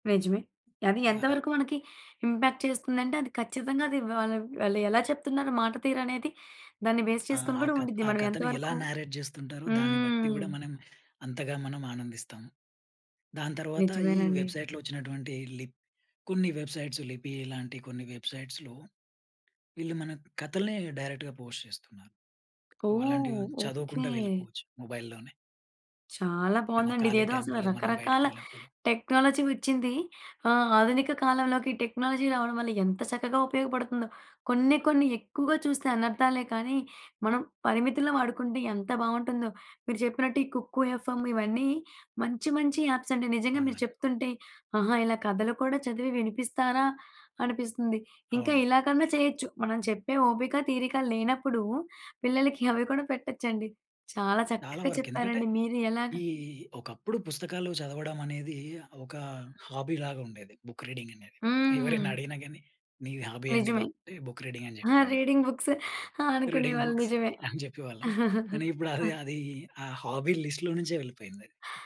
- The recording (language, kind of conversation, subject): Telugu, podcast, మీ కుటుంబంలో బెడ్‌టైమ్ కథలకు అప్పట్లో ఎంత ప్రాముఖ్యం ఉండేది?
- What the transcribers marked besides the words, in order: in English: "ఇంపాక్ట్"; other background noise; in English: "బేస్"; in English: "నారేట్"; in English: "వెబ్సైట్‌లో"; in English: "వెబ్సైట్స్"; in English: "వెబ్సైట్స్‌లో"; in English: "డైరెక్ట్‌గా పోస్ట్"; tapping; in English: "టెక్నాలజీ"; in English: "టెక్నాలజీ"; in English: "కుక్కు ఎఫ్‌ఎ‌మ్"; in English: "హాబీ"; in English: "రీడింగ్ బుక్స్"; in English: "రీడింగ్ బుక్స్"; chuckle; in English: "హాబీ లిస్ట్‌లో"